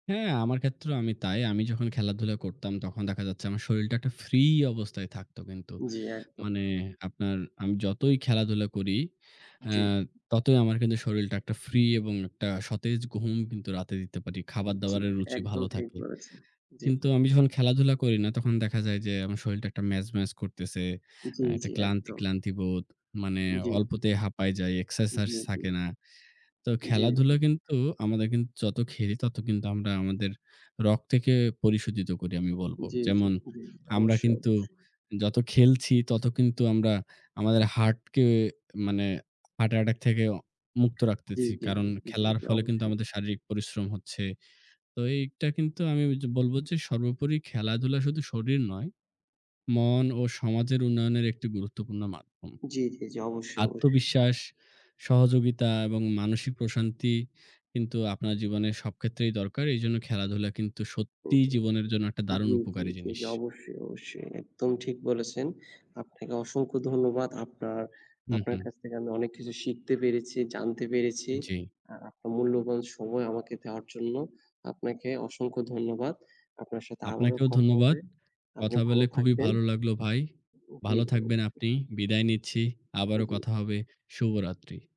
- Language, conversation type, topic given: Bengali, unstructured, আপনার মতে, খেলাধুলায় অংশগ্রহণের সবচেয়ে বড় উপকারিতা কী?
- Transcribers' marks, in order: "শরীরটা" said as "শরীলটা"; "শরীরটা" said as "শরীলটা"; "যখন" said as "যহন"; "শরীরটা" said as "শরীলটা"; other background noise; "এক্সারসাইজ" said as "এক্সারসার্জ"; "রক্তকে" said as "রক্তেকে"